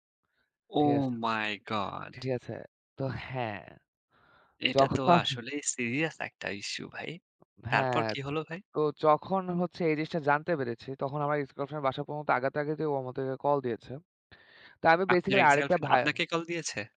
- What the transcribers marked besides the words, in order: in English: "ও মাই গড!"; tapping
- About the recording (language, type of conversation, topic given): Bengali, unstructured, কোনো প্রিয়জনের সঙ্গে দ্বন্দ্ব হলে আপনি প্রথমে কী করেন?